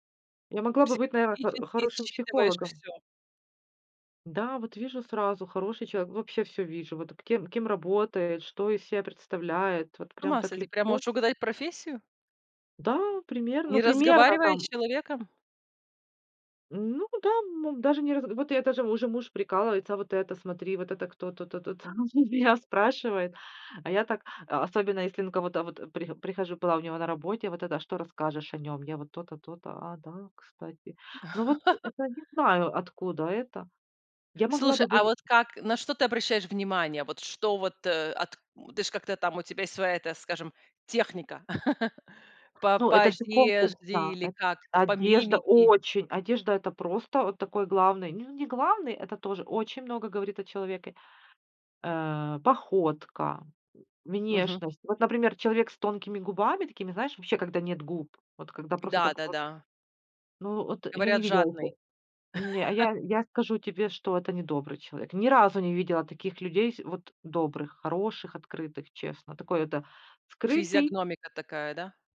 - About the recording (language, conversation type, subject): Russian, podcast, Что важнее — талант или ежедневная работа над собой?
- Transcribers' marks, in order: tapping; laughing while speaking: "там?"; chuckle; other background noise; chuckle; chuckle